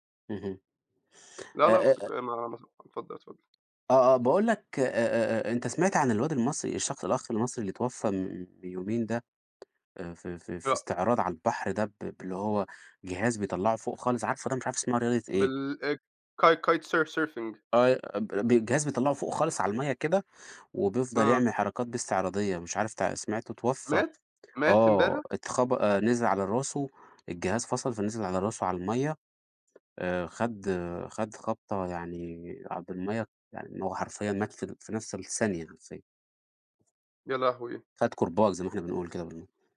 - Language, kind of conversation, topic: Arabic, unstructured, إيه نوع الفن اللي بيخليك تحس بالسعادة؟
- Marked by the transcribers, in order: unintelligible speech; tapping; in English: "kite kite surf surfing"; unintelligible speech